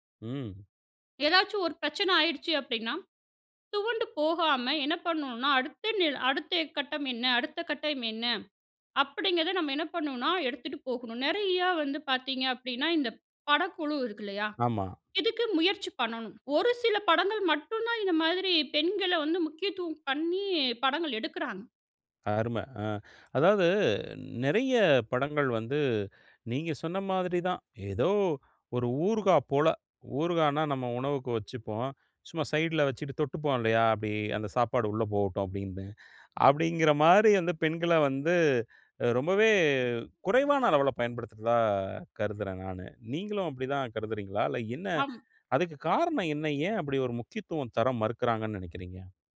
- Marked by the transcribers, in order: other noise
- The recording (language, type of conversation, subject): Tamil, podcast, கதைகளில் பெண்கள் எப்படிப் படைக்கப்பட வேண்டும்?
- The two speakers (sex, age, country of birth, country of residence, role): female, 35-39, India, India, guest; male, 40-44, India, India, host